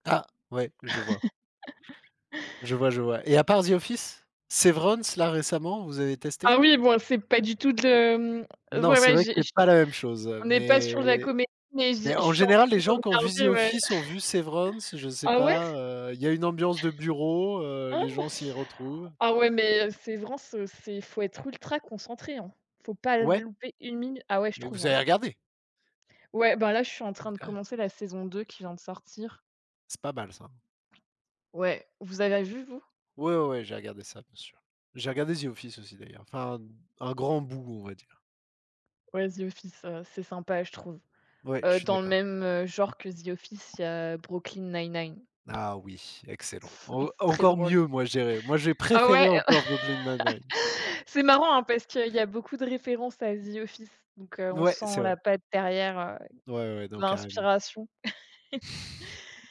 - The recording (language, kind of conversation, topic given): French, unstructured, Quels critères prenez-vous en compte pour choisir vos films du week-end ?
- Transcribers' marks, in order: laugh; other background noise; surprised: "Oh !"; "avez" said as "ava"; tapping; chuckle; stressed: "préférer"; laugh; chuckle